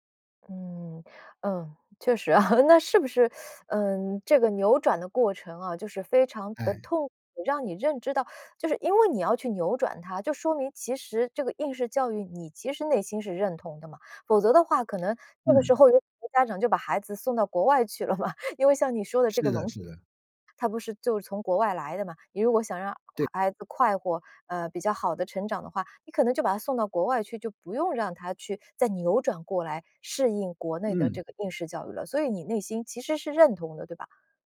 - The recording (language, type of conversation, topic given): Chinese, podcast, 你怎么看待当前的应试教育现象？
- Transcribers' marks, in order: laughing while speaking: "啊"; laughing while speaking: "嘛"